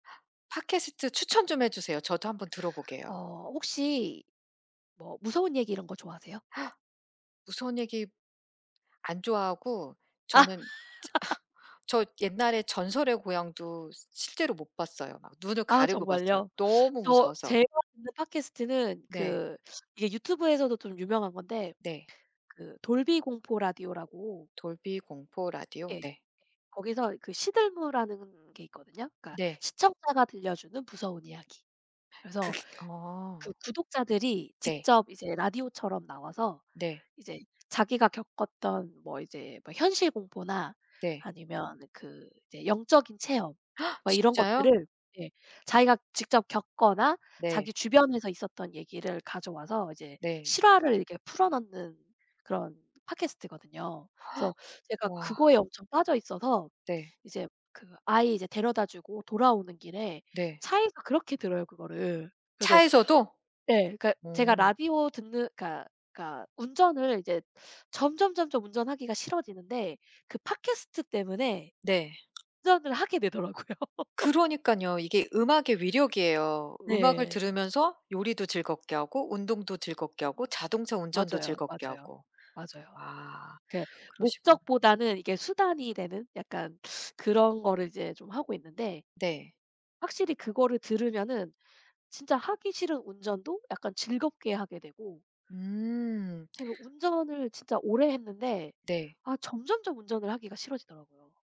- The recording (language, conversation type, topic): Korean, unstructured, 운동할 때 음악과 팟캐스트 중 무엇을 듣는 것을 더 좋아하시나요?
- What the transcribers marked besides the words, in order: gasp; other background noise; tapping; other noise; laughing while speaking: "아"; laugh; gasp; gasp; laughing while speaking: "되더라고요"; laugh